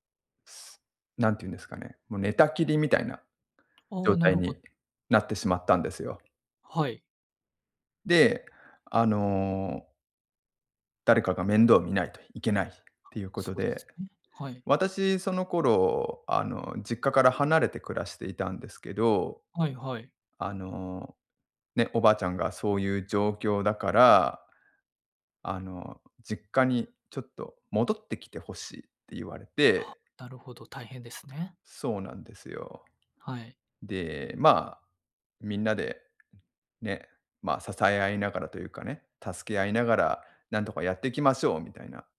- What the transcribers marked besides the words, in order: other noise; other background noise
- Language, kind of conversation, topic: Japanese, advice, 介護の負担を誰が担うかで家族が揉めている